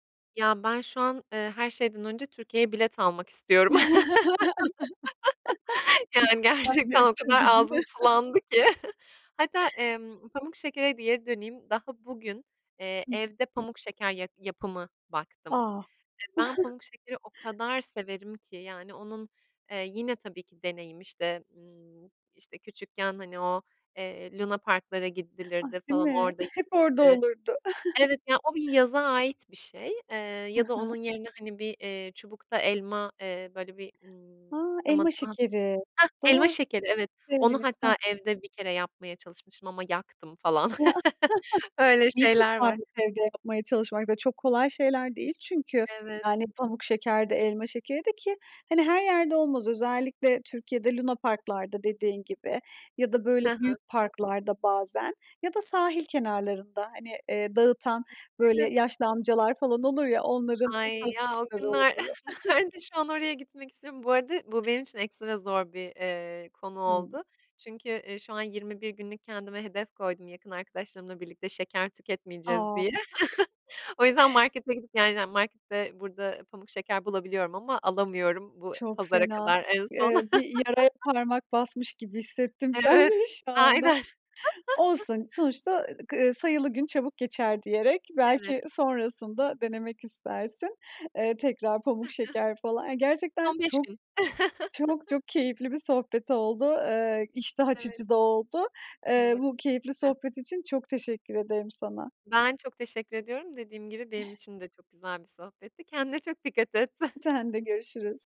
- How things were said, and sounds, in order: laugh; chuckle; other background noise; tapping; chuckle; chuckle; chuckle; chuckle; unintelligible speech; chuckle; other noise; chuckle; laugh; laughing while speaking: "ben de"; laughing while speaking: "aynen"; chuckle; chuckle; chuckle; chuckle
- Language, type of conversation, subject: Turkish, podcast, Sokak yemeklerini tadarken nelere dikkat edersiniz?